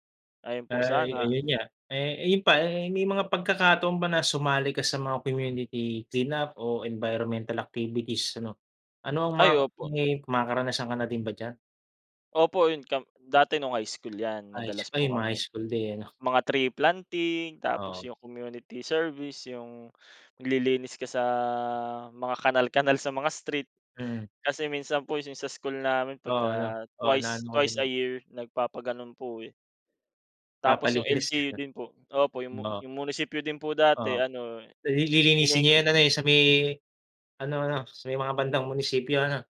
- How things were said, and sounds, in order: chuckle; laughing while speaking: "Papalinis ka"; unintelligible speech
- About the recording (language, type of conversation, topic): Filipino, unstructured, Ano ang mga ginagawa mo para makatulong sa paglilinis ng kapaligiran?